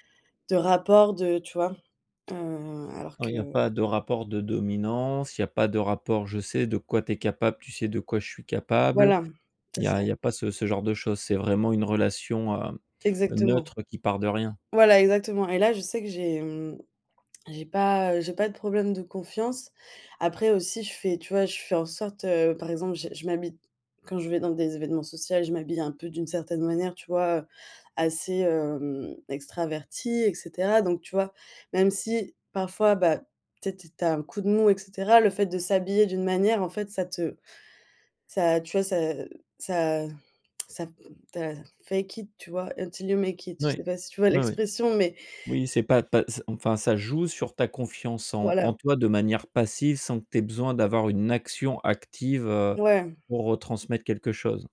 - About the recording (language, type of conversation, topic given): French, podcast, Comment construis-tu ta confiance en toi au quotidien ?
- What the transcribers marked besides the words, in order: stressed: "dominance"; other background noise; "m'habille" said as "hamitte"; tongue click; in English: "fake it"; in English: "Until you make it"; laughing while speaking: "vois"